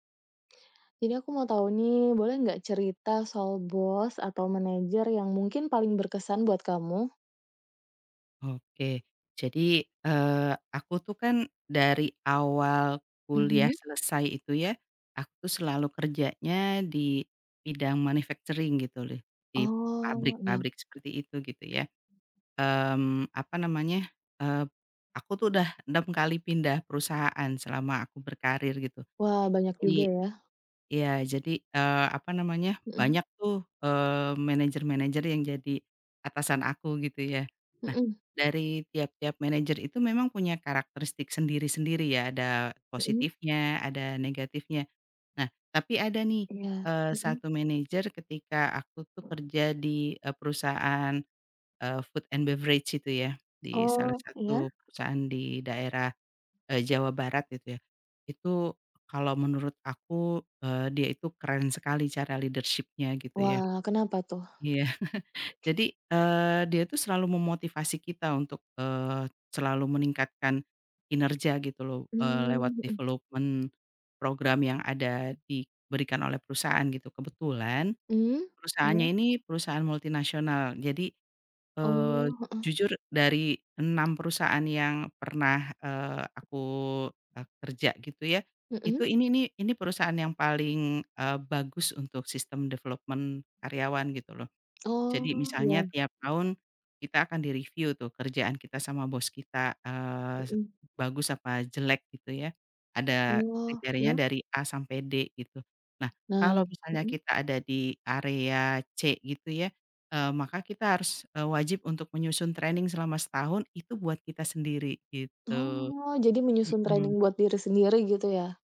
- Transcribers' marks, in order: other background noise; in English: "manufacturing"; in English: "food and beverage"; in English: "leadership-nya"; laugh; in English: "development program"; in English: "development"; in English: "training"; in English: "training"
- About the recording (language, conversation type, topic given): Indonesian, podcast, Cerita tentang bos atau manajer mana yang paling berkesan bagi Anda?